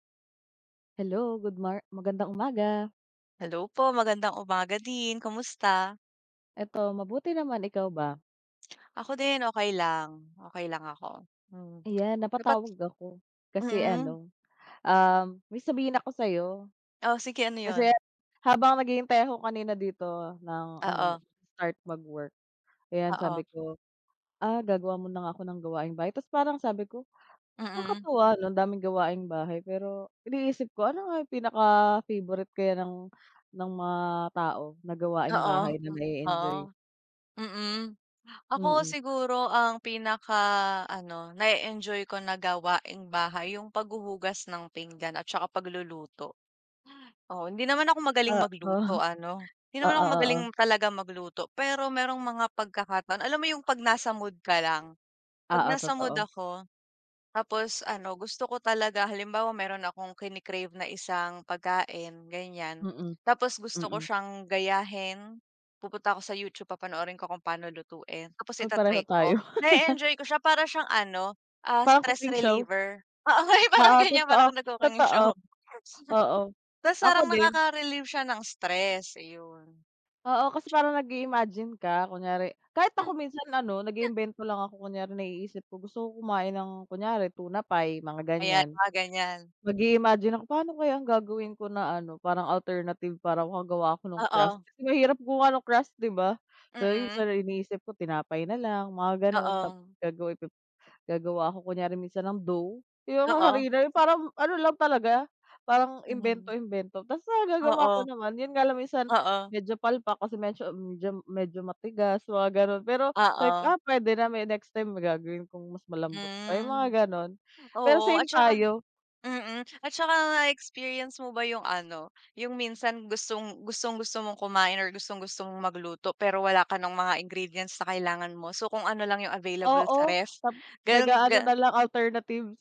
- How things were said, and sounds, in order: tapping; lip smack; other background noise; other noise; laugh; laughing while speaking: "oo, yung parang ganiyan, parang kang nag-cooking show"; chuckle; snort
- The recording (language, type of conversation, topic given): Filipino, unstructured, Anong gawaing-bahay ang pinakagusto mong gawin?